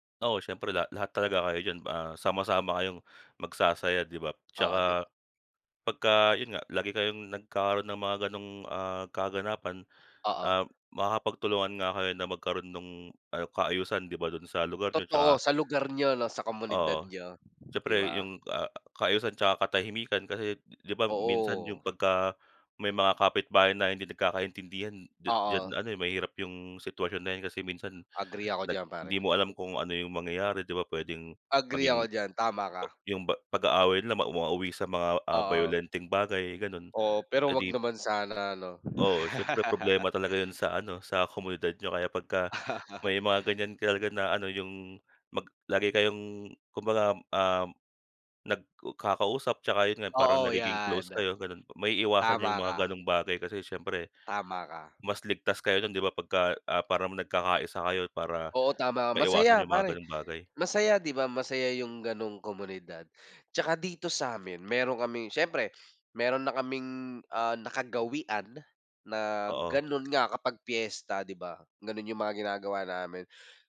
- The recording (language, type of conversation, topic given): Filipino, unstructured, Bakit mahalaga ang pagtutulungan sa isang komunidad?
- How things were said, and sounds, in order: wind; other background noise; tapping; chuckle; laugh; "nagkakausap" said as "nagkokausap"; "parang" said as "param"